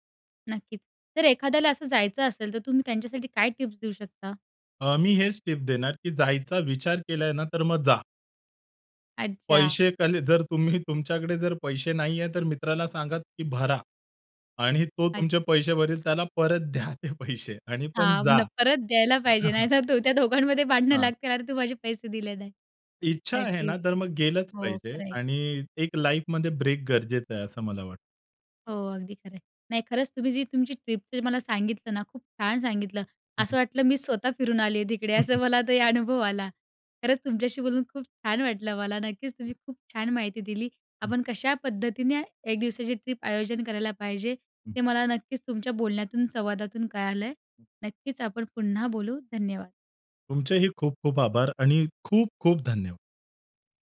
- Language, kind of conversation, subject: Marathi, podcast, एका दिवसाच्या सहलीची योजना तुम्ही कशी आखता?
- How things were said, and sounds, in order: other background noise; laughing while speaking: "तुम्ही"; laughing while speaking: "परत द्या ते पैसे"; laughing while speaking: "नाही तर, तो त्या दोघांमध्ये … पैसे दिले नाही"; chuckle; tapping; in English: "लाईफमध्ये"; chuckle; laughing while speaking: "असं मला ते अनुभव आला"